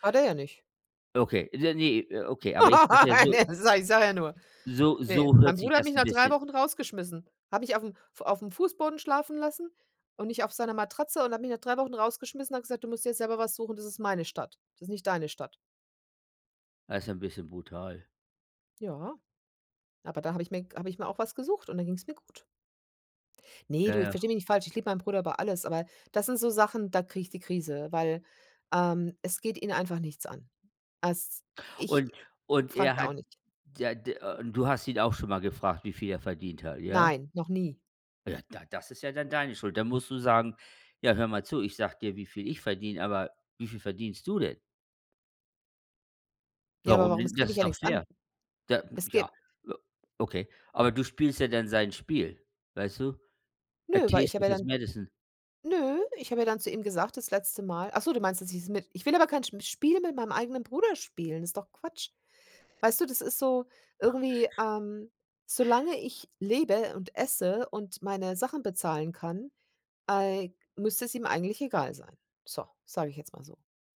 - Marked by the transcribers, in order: laugh; laughing while speaking: "Ne"; other background noise; stressed: "ich"; stressed: "du"; in English: "A taste with his medicine"; snort
- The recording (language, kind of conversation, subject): German, unstructured, Findest du, dass Geld ein Tabuthema ist, und warum oder warum nicht?
- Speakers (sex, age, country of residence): female, 50-54, Germany; male, 55-59, United States